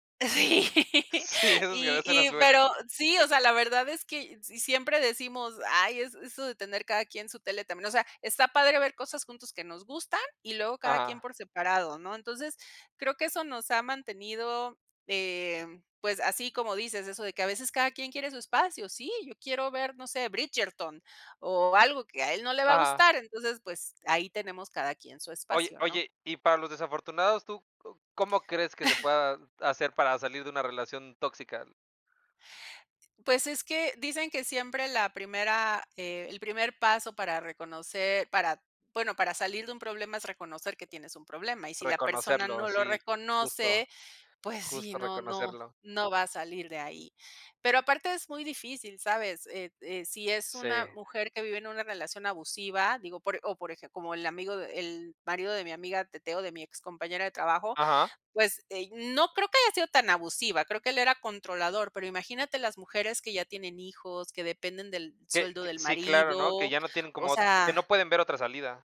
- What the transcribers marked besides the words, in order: laughing while speaking: "Sí"; laughing while speaking: "Sí, esas"; other background noise; other noise; chuckle
- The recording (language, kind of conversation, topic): Spanish, unstructured, ¿Crees que las relaciones tóxicas afectan mucho la salud mental?